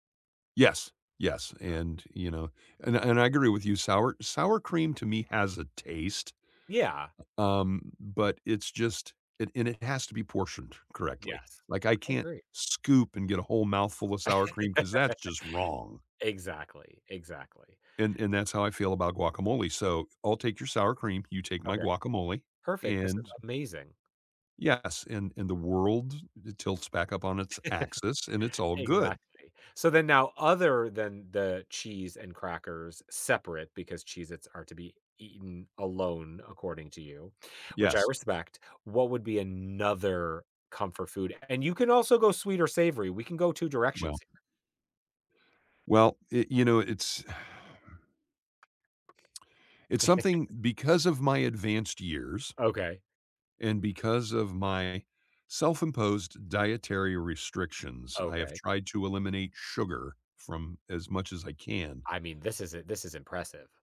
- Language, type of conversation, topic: English, unstructured, What comfort food should I try when I'm feeling down?
- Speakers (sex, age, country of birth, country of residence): male, 45-49, United States, United States; male, 65-69, United States, United States
- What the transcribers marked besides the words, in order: laugh; other noise; other background noise; laugh; sigh; laugh